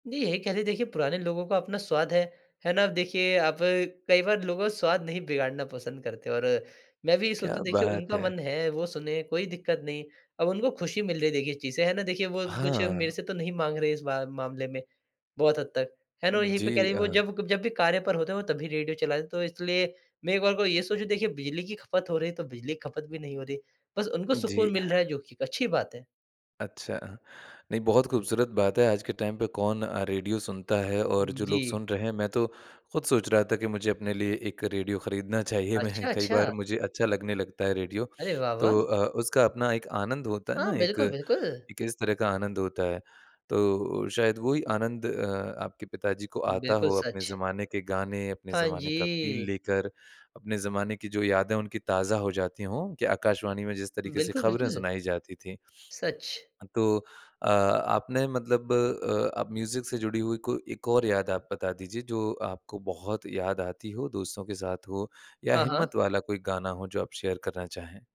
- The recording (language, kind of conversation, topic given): Hindi, podcast, कठिन समय में आपको किस गाने से हिम्मत मिलती है?
- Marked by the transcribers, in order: in English: "टाइम"; in English: "फ़ील"; sniff; in English: "म्यूजिक"; in English: "शेयर"